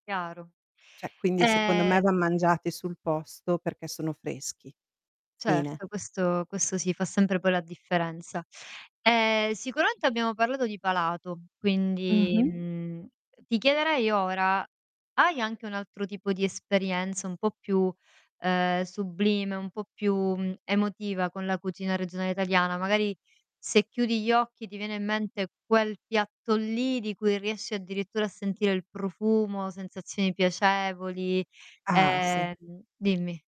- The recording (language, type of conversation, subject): Italian, podcast, Che esperienza hai con la cucina regionale italiana?
- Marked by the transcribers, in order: "Cioè" said as "ceh"; other background noise; tapping; static